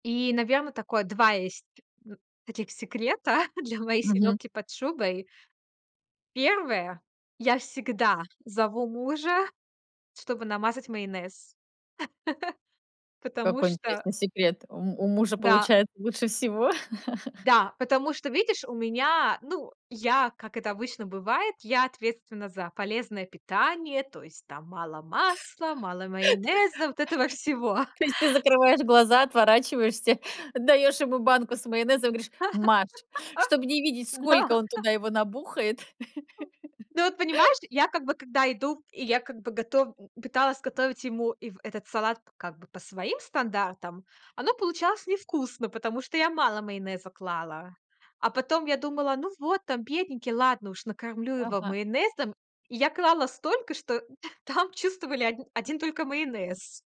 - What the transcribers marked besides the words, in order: chuckle; laugh; laugh; laugh; tapping; laugh; laughing while speaking: "Да"; other background noise; laugh; chuckle
- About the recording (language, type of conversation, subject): Russian, podcast, Какие традиционные блюда вы готовите на Новый год?